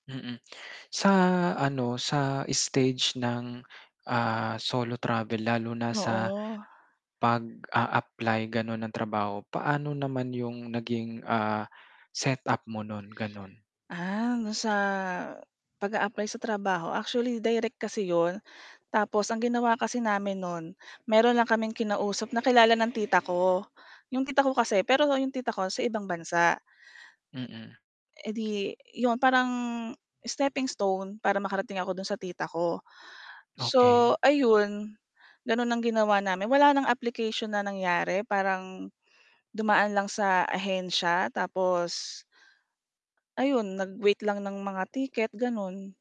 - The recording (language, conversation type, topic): Filipino, podcast, Ano ang maipapayo mo sa unang beses na maglakbay nang mag-isa?
- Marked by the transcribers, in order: static; wind; mechanical hum